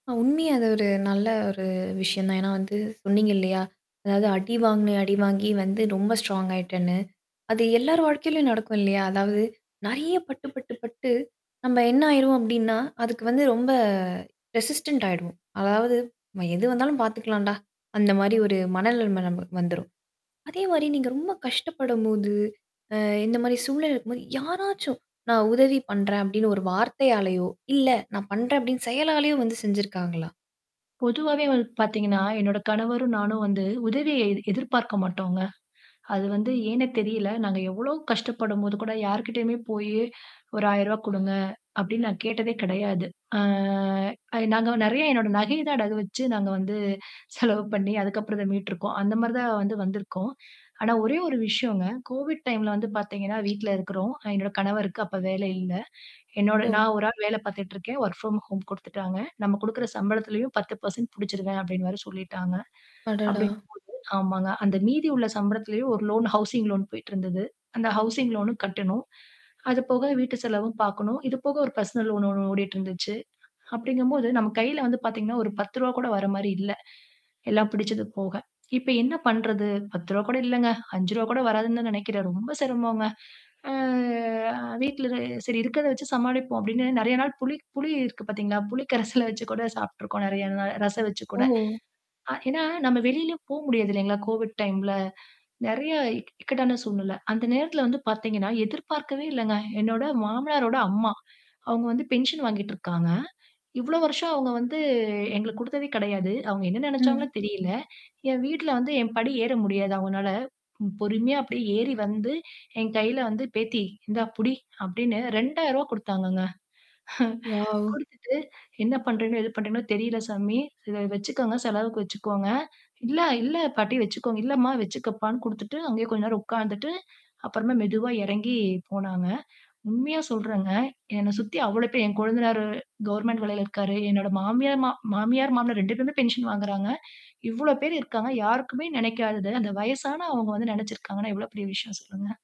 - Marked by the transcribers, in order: static; in English: "ஸ்ட்ராங்"; in English: "ரெசிஸ்டன்ட்"; other noise; tapping; other background noise; drawn out: "ஆ"; chuckle; in English: "கோவிட் டைம்ல"; mechanical hum; in English: "வொர்க் ப்ராம் ஹோம்"; distorted speech; in English: "லோன், ஹவுசிங் லோன்"; in English: "ஹவுசிங் லோன்னும்"; in English: "பெர்சனல் லோன்"; drawn out: "ஆ"; chuckle; in English: "கோவிட் டைம்ல"; in English: "பென்ஷன்"; chuckle; in English: "வாவ்!"; surprised: "வாவ்!"; in English: "கவர்ன்மென்ட்"; in English: "பென்ஷன்"
- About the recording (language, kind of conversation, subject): Tamil, podcast, தோல்வி வந்தபோது மீண்டும் எழுச்சியடைய என்ன செய்கிறீர்கள்?